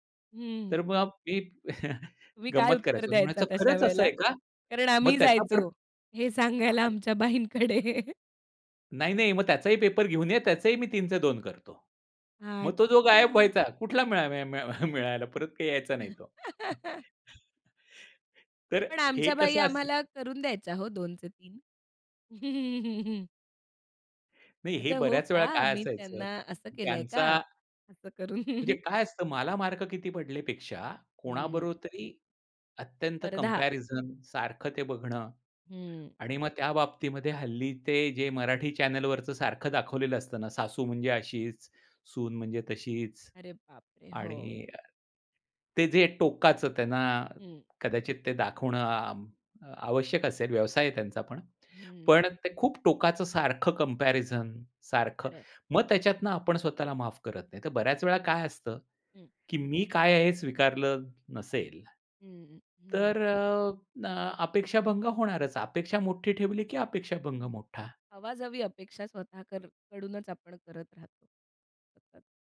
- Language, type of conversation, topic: Marathi, podcast, तणावात स्वतःशी दयाळूपणा कसा राखता?
- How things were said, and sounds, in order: chuckle; laughing while speaking: "हे सांगायला आमच्या बाईंकडे"; unintelligible speech; chuckle; laugh; chuckle; laugh; chuckle; tapping; in English: "कम्पॅरिझन"; other background noise; in English: "कम्पॅरिझन"